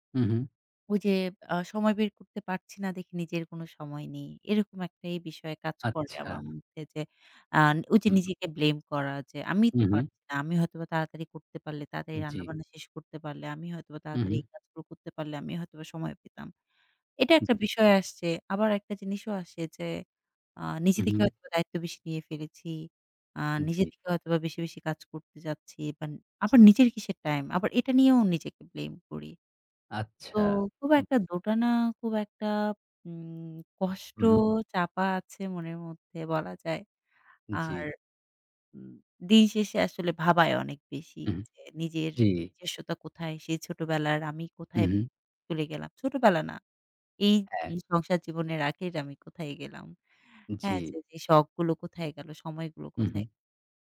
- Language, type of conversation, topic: Bengali, advice, পরিবার ও নিজের সময়ের মধ্যে ভারসাম্য রাখতে আপনার কষ্ট হয় কেন?
- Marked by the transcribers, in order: tapping; other background noise